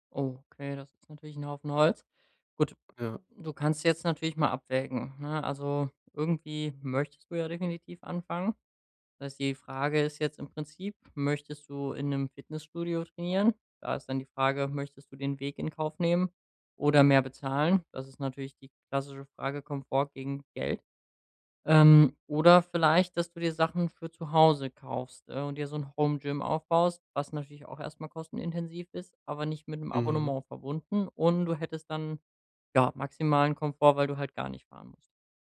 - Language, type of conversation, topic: German, advice, Wie kann ich es schaffen, beim Sport routinemäßig dranzubleiben?
- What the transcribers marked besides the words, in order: none